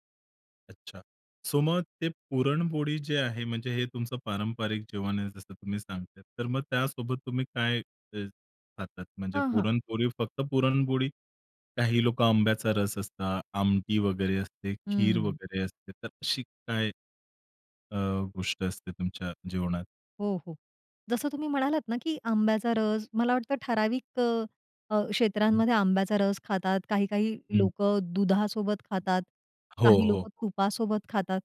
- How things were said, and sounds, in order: in English: "सो"; other noise
- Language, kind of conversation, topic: Marathi, podcast, तुमच्या घरच्या खास पारंपरिक जेवणाबद्दल तुम्हाला काय आठवतं?